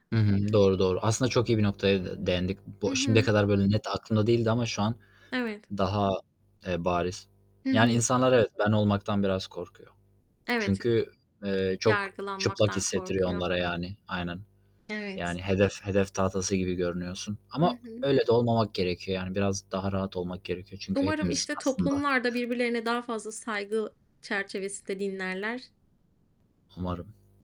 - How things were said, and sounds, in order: static; other background noise; "değindik" said as "değendik"; distorted speech
- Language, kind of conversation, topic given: Turkish, unstructured, Topluluk içinde gerçek benliğimizi göstermemiz neden zor olabilir?
- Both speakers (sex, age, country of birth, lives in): female, 35-39, Turkey, United States; male, 20-24, Turkey, Germany